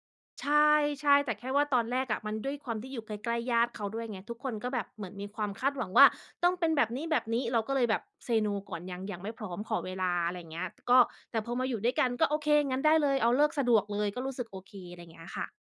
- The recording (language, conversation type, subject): Thai, podcast, คุณช่วยเล่าโมเมนต์ในวันแต่งงานที่ยังประทับใจให้ฟังหน่อยได้ไหม?
- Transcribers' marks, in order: in English: "Say No"; tapping